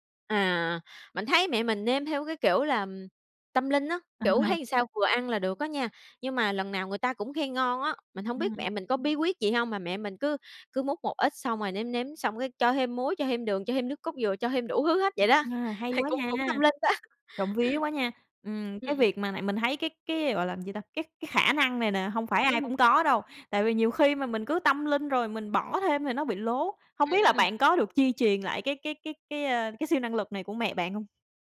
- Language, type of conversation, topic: Vietnamese, podcast, Bạn nhớ món ăn gia truyền nào nhất không?
- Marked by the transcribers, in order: laughing while speaking: "À"; other background noise; tapping; laughing while speaking: "đó"; laugh